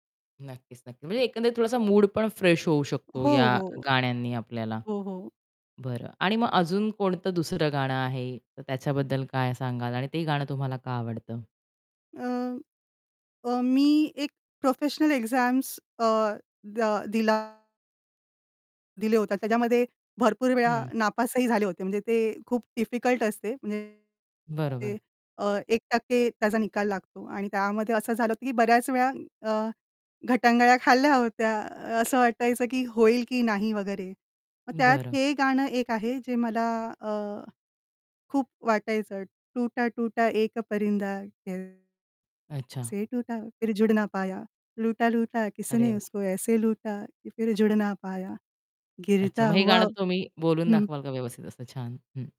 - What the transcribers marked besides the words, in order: in English: "फ्रेश"; other background noise; distorted speech; in English: "एक्झाम्स"; tapping; "गटांगळ्या" said as "घटांगळ्या"; singing: "कैसे टूटा"; singing: "गिरता हुआ"
- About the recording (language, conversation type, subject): Marathi, podcast, तुमच्या शेअर केलेल्या गीतसूचीतली पहिली तीन गाणी कोणती असतील?